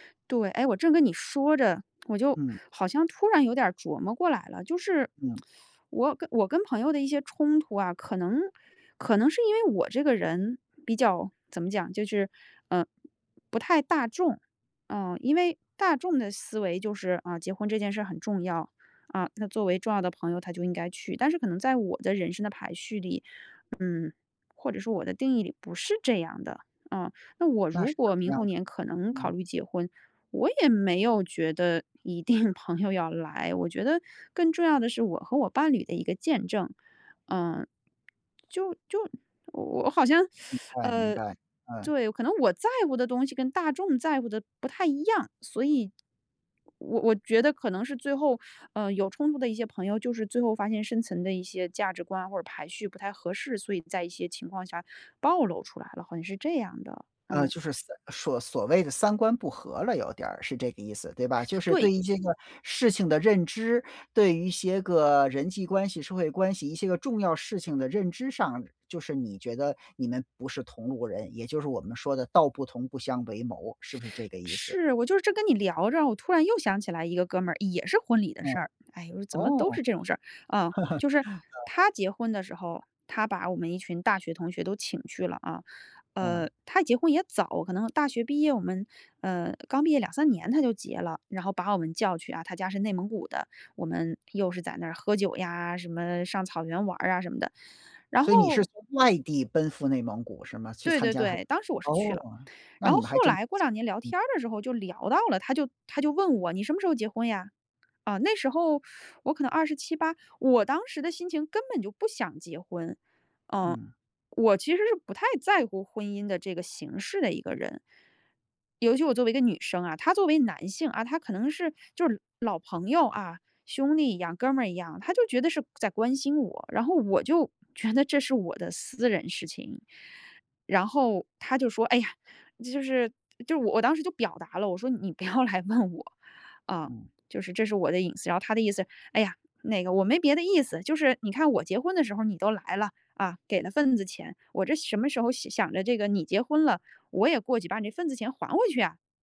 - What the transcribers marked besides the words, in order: other background noise; teeth sucking; laughing while speaking: "定"; teeth sucking; tapping; laugh; teeth sucking; laughing while speaking: "要来问我"
- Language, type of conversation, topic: Chinese, podcast, 什么时候你会选择结束一段友情？